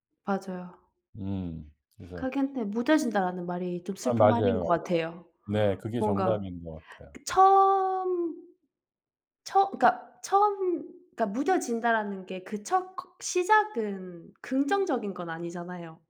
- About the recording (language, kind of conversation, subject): Korean, unstructured, 사랑하는 사람을 잃었을 때 가장 힘든 점은 무엇인가요?
- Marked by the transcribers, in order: other background noise; tapping